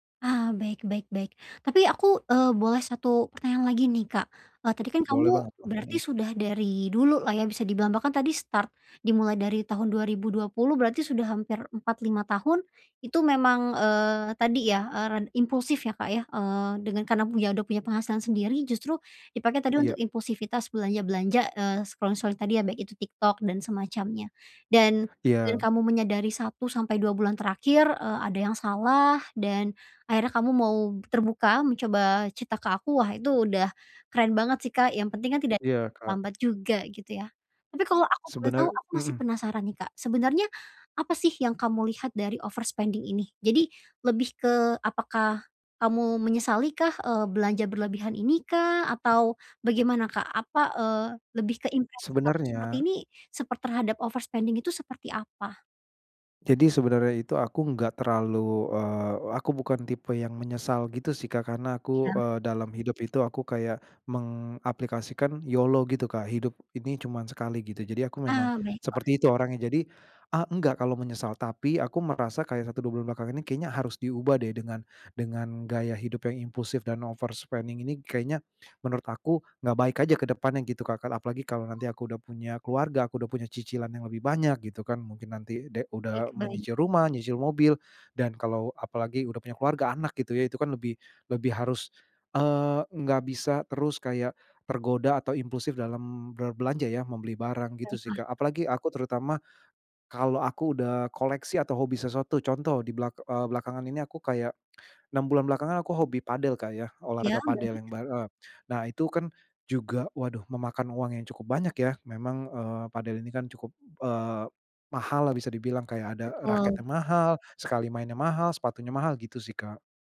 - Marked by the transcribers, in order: in English: "start"; in English: "scroll-scrolling"; other background noise; in English: "overspending"; in English: "overspending"; in English: "overspending"
- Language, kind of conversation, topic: Indonesian, advice, Bagaimana banyaknya aplikasi atau situs belanja memengaruhi kebiasaan belanja dan pengeluaran saya?